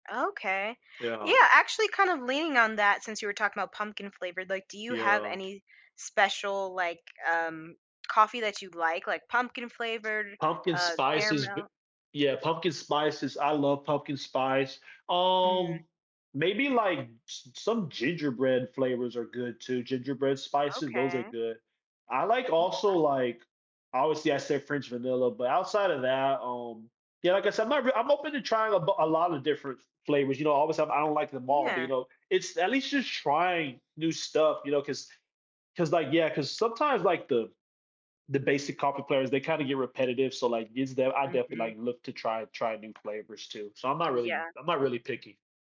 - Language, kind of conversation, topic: English, unstructured, What factors shape your preference for coffee or tea?
- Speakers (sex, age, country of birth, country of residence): female, 30-34, United States, United States; male, 20-24, United States, United States
- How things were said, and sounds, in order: tapping; other background noise